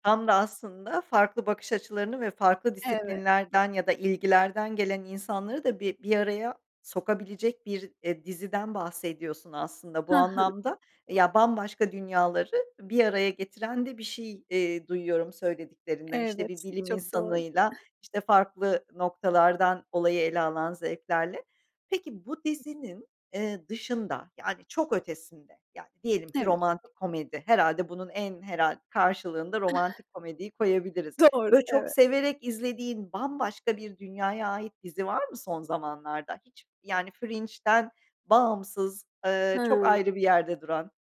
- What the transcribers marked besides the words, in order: other noise; other background noise; tapping
- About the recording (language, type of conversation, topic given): Turkish, podcast, Hangi dizi seni bambaşka bir dünyaya sürükledi, neden?